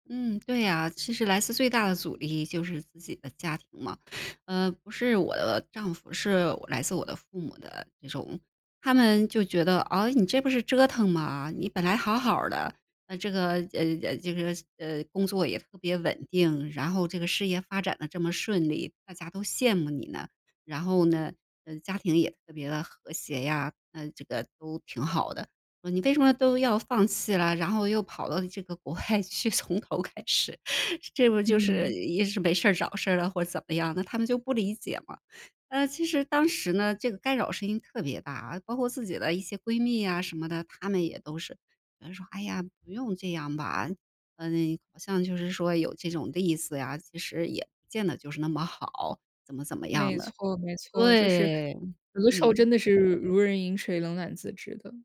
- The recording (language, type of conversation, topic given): Chinese, podcast, 你如何训练自己听内心的声音？
- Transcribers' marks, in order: other background noise; laughing while speaking: "国外去，从头开始"